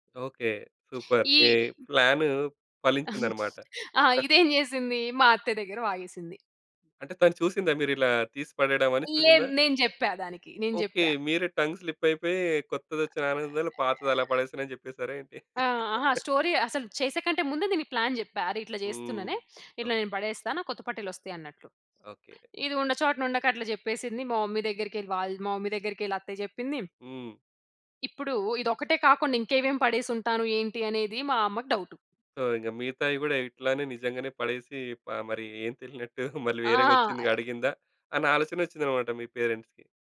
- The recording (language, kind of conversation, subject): Telugu, podcast, మీ చిన్నప్పట్లో మీరు ఆడిన ఆటల గురించి వివరంగా చెప్పగలరా?
- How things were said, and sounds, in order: in English: "సూపర్"; chuckle; in English: "టంగ్ స్లిప్"; other noise; in English: "స్టోరీ"; chuckle; in English: "సో"; laughing while speaking: "తెలినట్టు మళ్ళీ వేరేగా వచ్చిందిగా అడిగిందా?"; in English: "పేరెంట్స్‌కి"